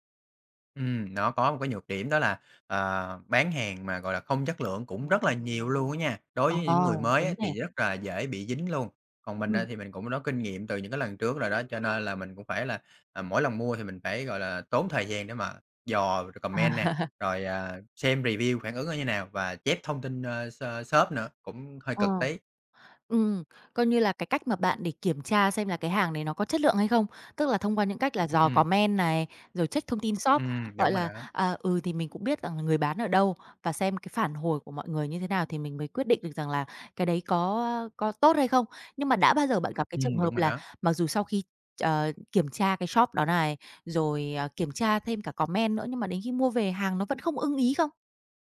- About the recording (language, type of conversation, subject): Vietnamese, podcast, Bạn có thể chia sẻ trải nghiệm mua sắm trực tuyến của mình không?
- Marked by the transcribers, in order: tapping; other background noise; laughing while speaking: "À"; chuckle; in English: "còm men"; "comment" said as "còm men"; in English: "review"; in English: "còm men"; "comment" said as "còm men"; in English: "còm men"; "comment" said as "còm men"